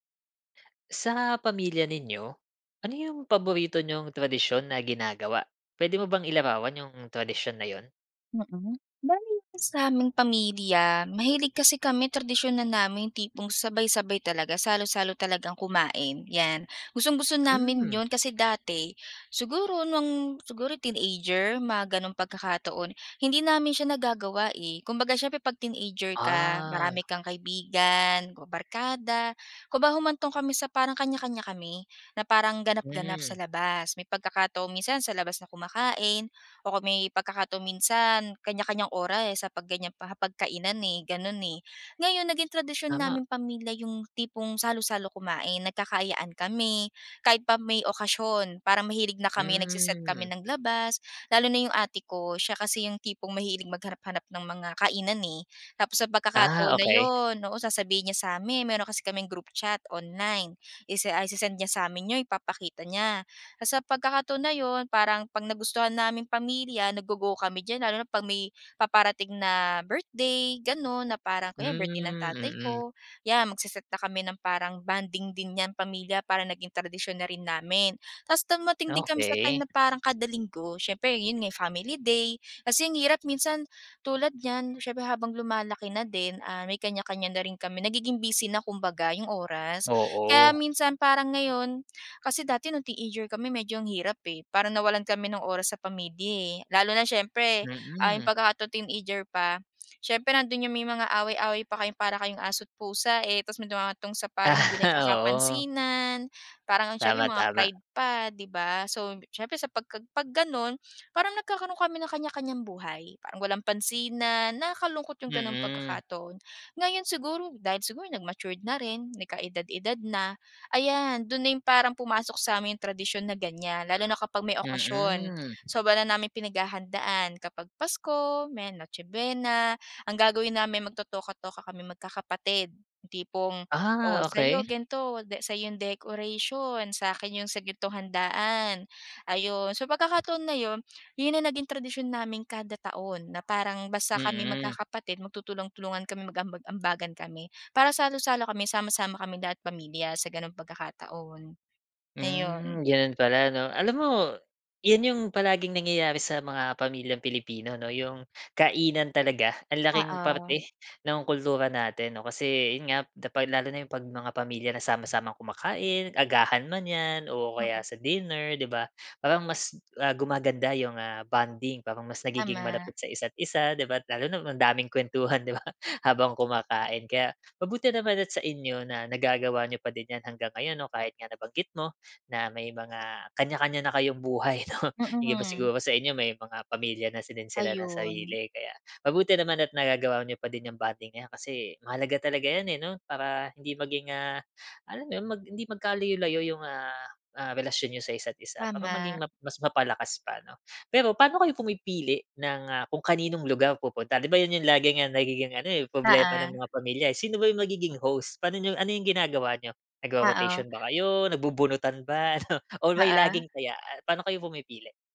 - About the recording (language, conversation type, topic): Filipino, podcast, Ano ang paborito ninyong tradisyon sa pamilya?
- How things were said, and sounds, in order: laughing while speaking: "Aha"; laughing while speaking: "buhay 'no"; laughing while speaking: "ano?"